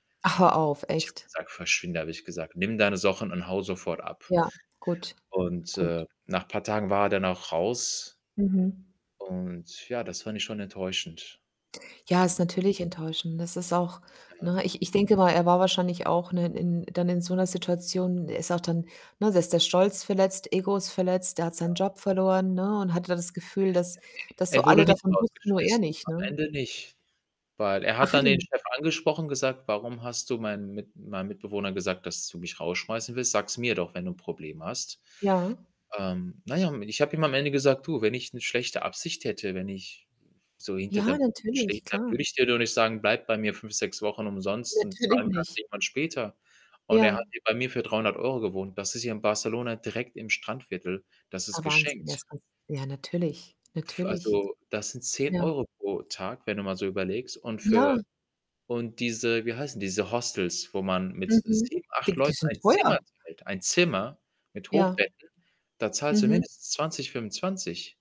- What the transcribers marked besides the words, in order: static; distorted speech; other background noise; unintelligible speech; unintelligible speech
- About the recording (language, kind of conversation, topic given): German, unstructured, Wie gehst du mit Menschen um, die dich enttäuschen?